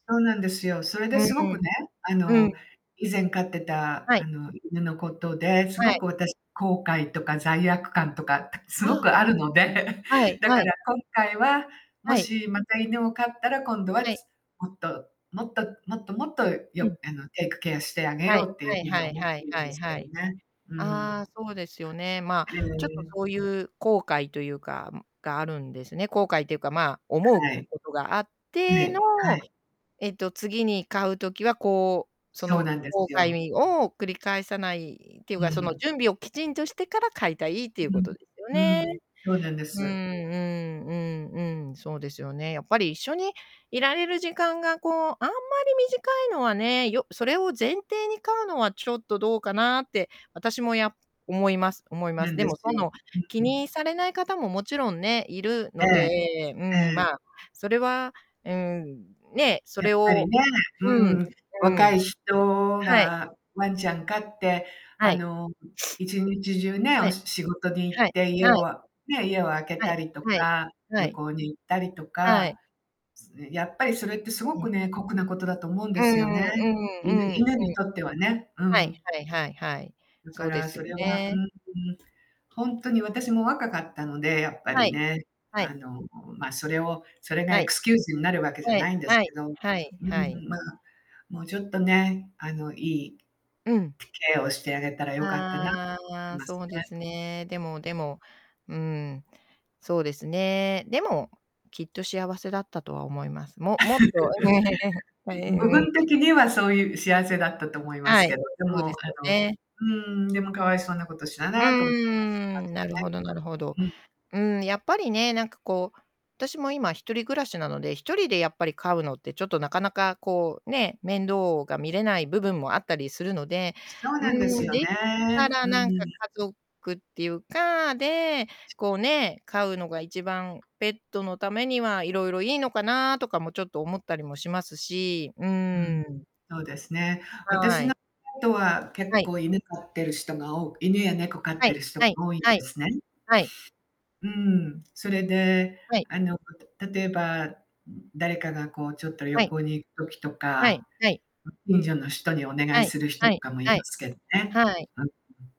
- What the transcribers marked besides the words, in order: distorted speech; chuckle; in English: "テイクケア"; "後悔" said as "こうかいみ"; tapping; sniff; in English: "エクスキューズ"; drawn out: "ああ"; unintelligible speech; chuckle; chuckle; unintelligible speech; drawn out: "うーん"; static; unintelligible speech; "人" said as "しと"; "人" said as "しと"; unintelligible speech; unintelligible speech
- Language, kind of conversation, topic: Japanese, unstructured, 動物のどんなところが可愛いと思いますか？